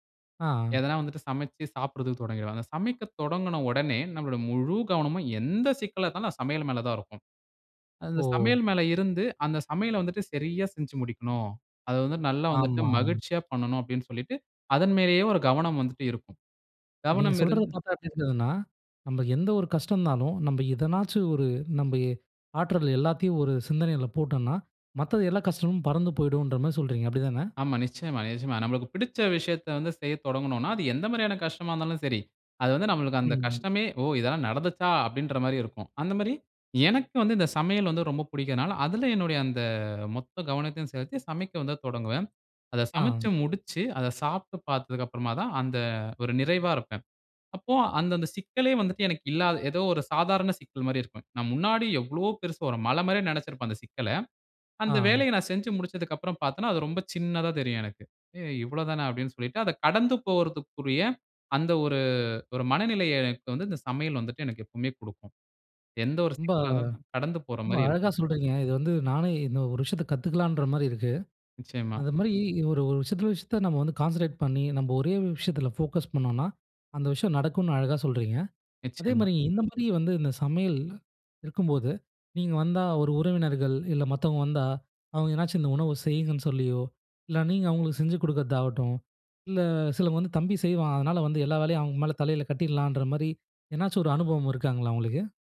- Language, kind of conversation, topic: Tamil, podcast, சமையல் உங்கள் மனநிறைவை எப்படி பாதிக்கிறது?
- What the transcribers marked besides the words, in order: surprised: "ஏய் இவ்வளவு தானா?"; in English: "கான்சென்ட்ரேட்"; in English: "ஃபோக்கஸ்"